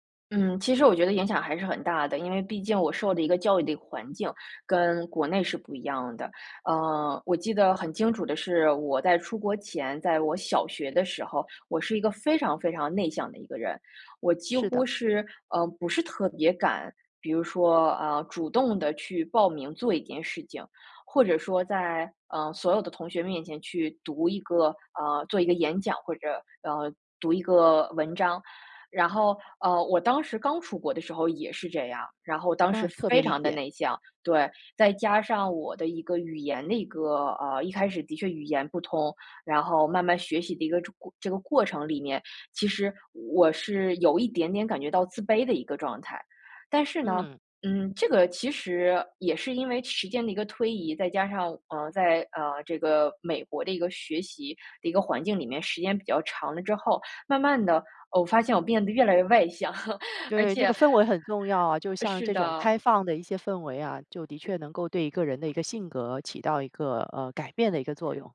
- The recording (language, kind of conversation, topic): Chinese, podcast, 你家里人对你的学历期望有多高？
- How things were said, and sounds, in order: laugh; other background noise